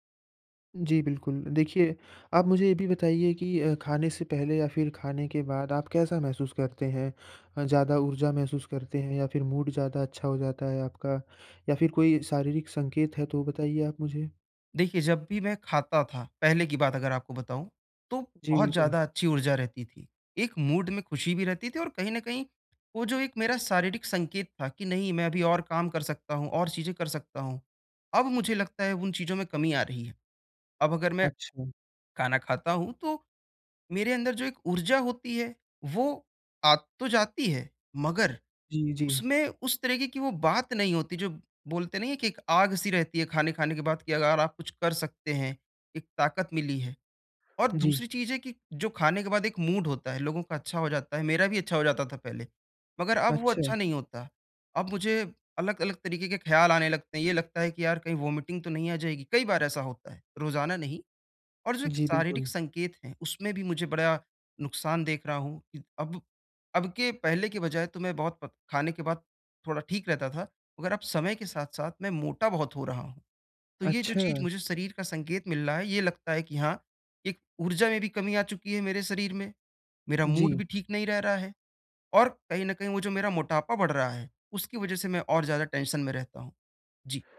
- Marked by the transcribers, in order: in English: "मूड"; in English: "मूड"; in English: "मूड"; in English: "वोमिटिंग"; in English: "मूड"; in English: "टेंशन"
- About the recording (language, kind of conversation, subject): Hindi, advice, मैं अपनी भूख और तृप्ति के संकेत कैसे पहचानूं और समझूं?
- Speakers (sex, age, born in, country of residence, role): male, 20-24, India, India, advisor; male, 20-24, India, India, user